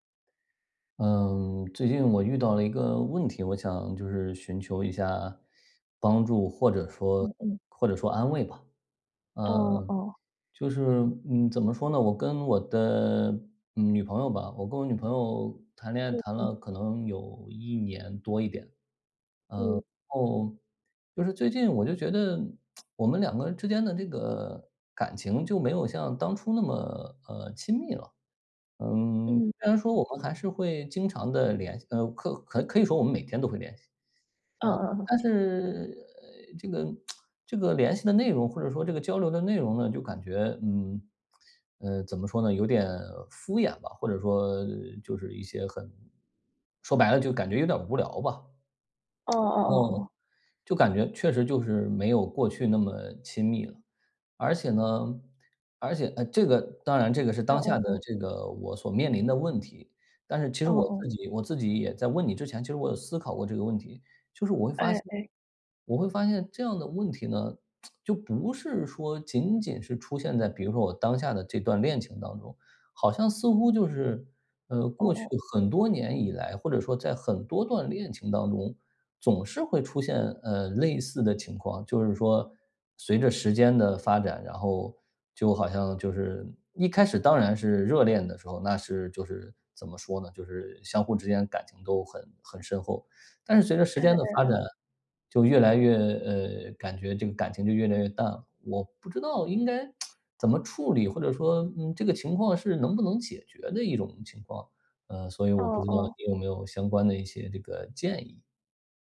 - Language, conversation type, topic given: Chinese, advice, 当你感觉伴侣渐行渐远、亲密感逐渐消失时，你该如何应对？
- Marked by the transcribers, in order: other background noise; lip smack; lip smack; lip smack; lip smack; lip smack